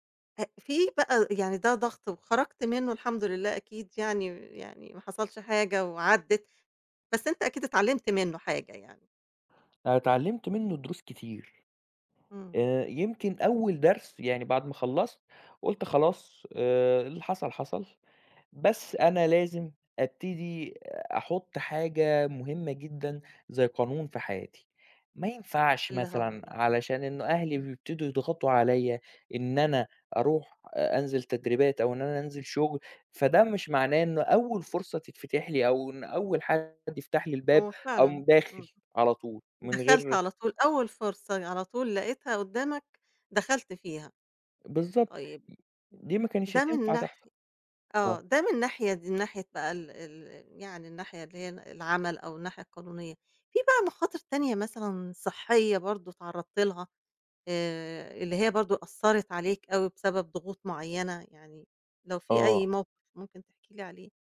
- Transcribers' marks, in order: none
- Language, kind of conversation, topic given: Arabic, podcast, إزاي الضغط الاجتماعي بيأثر على قراراتك لما تاخد مخاطرة؟